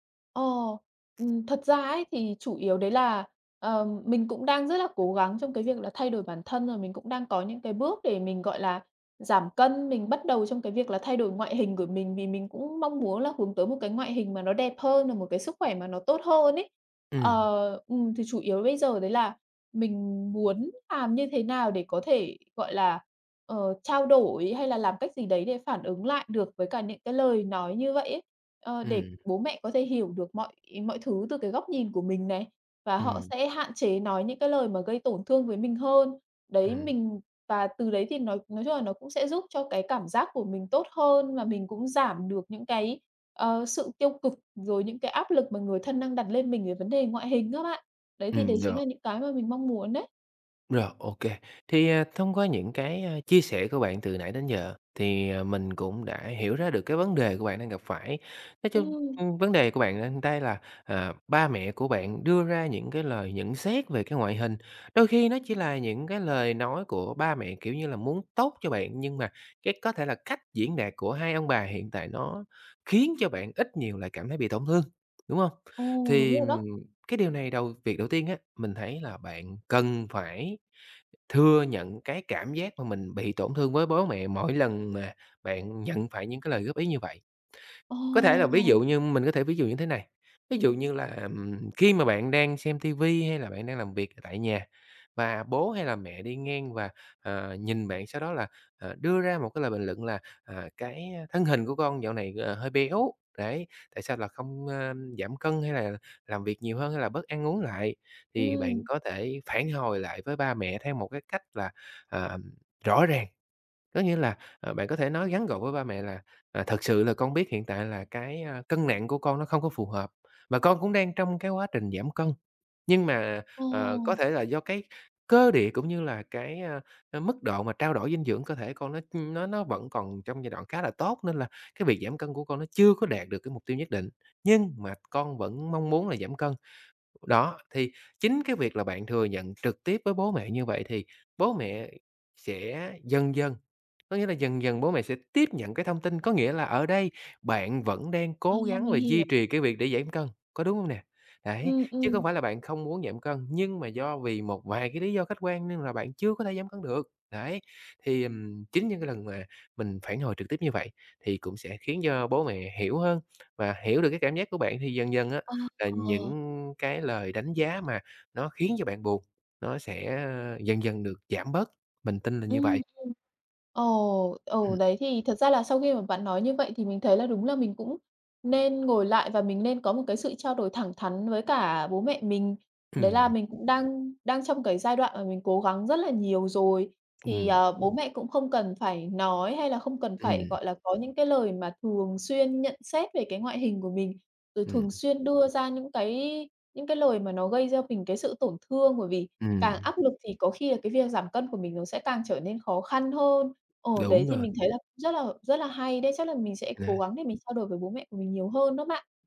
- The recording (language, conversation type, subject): Vietnamese, advice, Làm sao để bớt khó chịu khi bị chê về ngoại hình hoặc phong cách?
- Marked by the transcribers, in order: other background noise; tapping; unintelligible speech; unintelligible speech